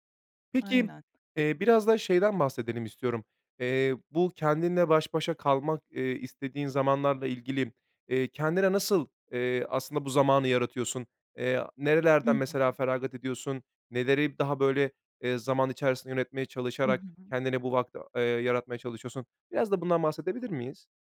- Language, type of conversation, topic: Turkish, podcast, Kendine ayırdığın zamanı nasıl yaratırsın ve bu zamanı nasıl değerlendirirsin?
- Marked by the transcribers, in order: other background noise